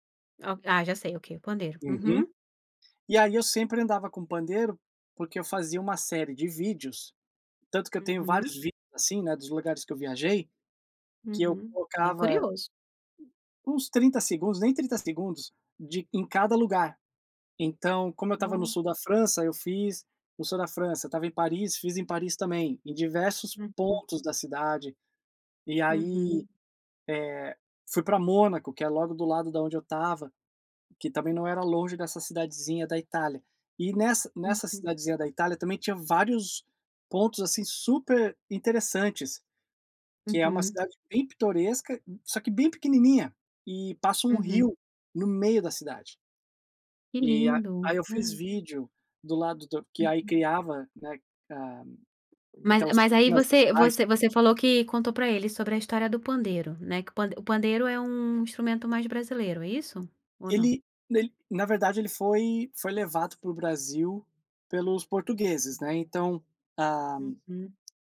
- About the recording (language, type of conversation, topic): Portuguese, podcast, Você já foi convidado para a casa de um morador local? Como foi?
- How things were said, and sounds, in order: gasp